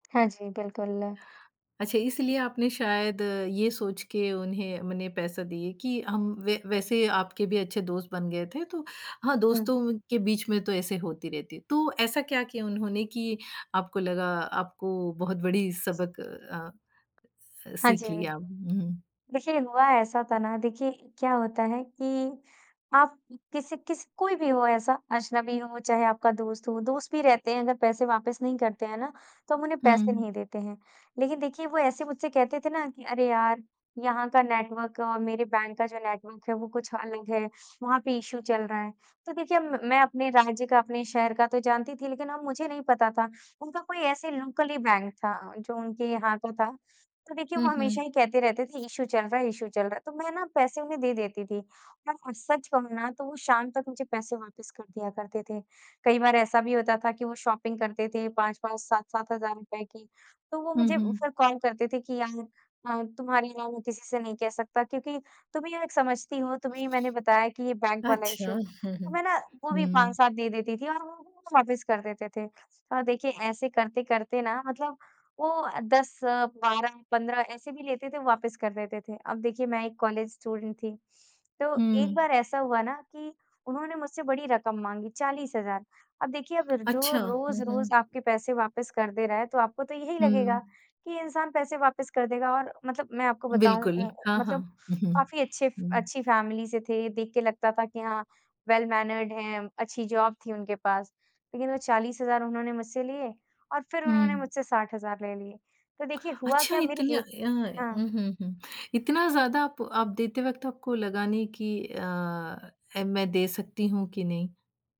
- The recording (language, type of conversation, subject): Hindi, podcast, क्या कभी किसी अजनबी ने आपको कोई बड़ा सबक सिखाया है?
- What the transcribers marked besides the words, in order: in English: "इशू"; in English: "लोकल"; other background noise; in English: "इशू"; in English: "इशू"; in English: "शॉपिंग"; chuckle; in English: "इशू"; tapping; chuckle; in English: "फैमिली"; in English: "वेल मैनर्ड"; in English: "जॉब"; lip smack